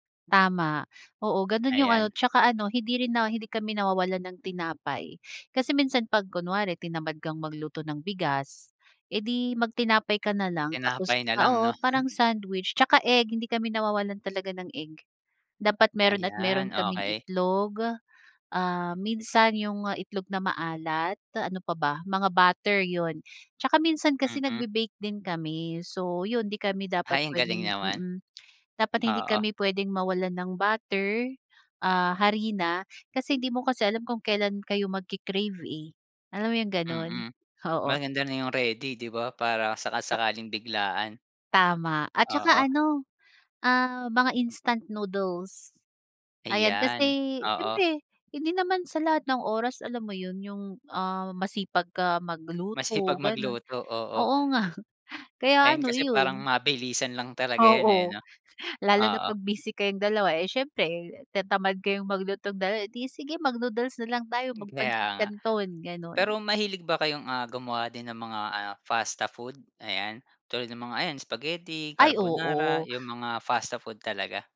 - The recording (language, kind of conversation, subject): Filipino, podcast, Ano-anong masusustansiyang pagkain ang madalas mong nakaimbak sa bahay?
- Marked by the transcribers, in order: chuckle; tapping; laughing while speaking: "oo nga"; laughing while speaking: "lalo na"; "pasta" said as "fasta"; "pasta" said as "fasta"